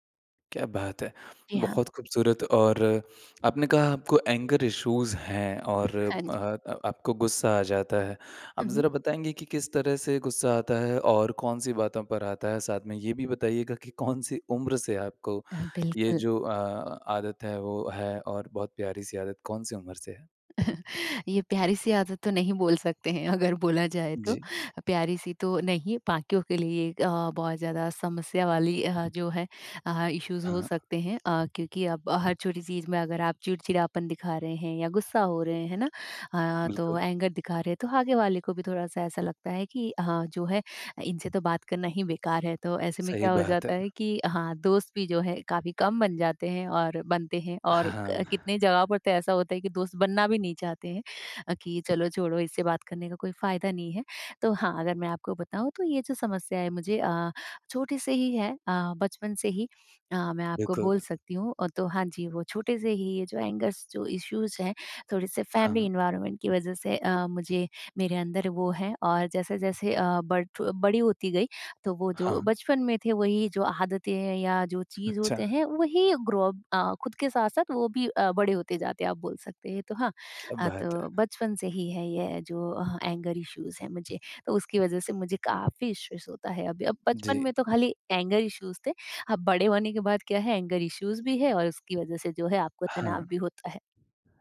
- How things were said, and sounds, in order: in English: "एंगर इशूज़"; chuckle; laughing while speaking: "ये प्यारी-सी आदत तो नहीं बोल सकते हैं अगर बोला जाए तो"; in English: "इशूज़"; in English: "एंगर"; in English: "एंगर्स"; in English: "इशूज़"; in English: "फॅमिली एनवायरनमेंट"; in English: "ग्रो अप"; in English: "एंगर इशूज़"; in English: "इशूज़"; in English: "एंगर इशूज़"; in English: "एंगर इशूज़"
- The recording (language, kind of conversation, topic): Hindi, podcast, तनाव होने पर आप सबसे पहला कदम क्या उठाते हैं?